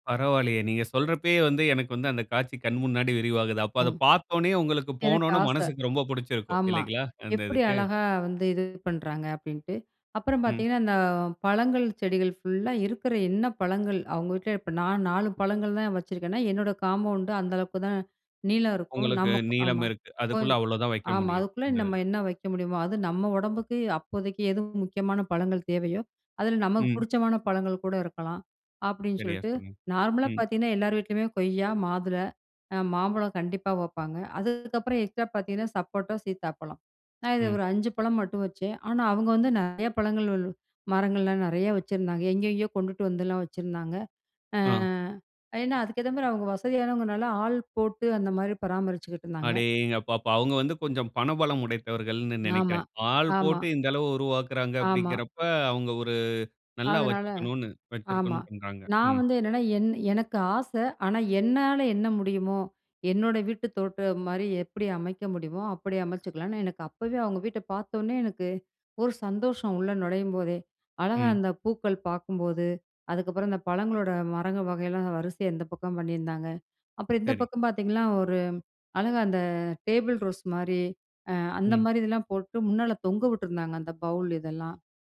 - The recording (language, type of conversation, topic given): Tamil, podcast, நகர வாழ்க்கையில் பசுமையும் இயற்கையும் தொடர்பாக உங்களுக்கு அதிக ஊக்கம் தருவது யார்?
- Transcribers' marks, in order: tapping; in English: "காம்பவுண்ட்டு"; in English: "நார்மலா"; in English: "எக்ஸ்ட்ரா"; "உடைந்தவர்கள்ன்னு" said as "உடைத்தவர்கள்ன்னு"; in English: "பௌல்"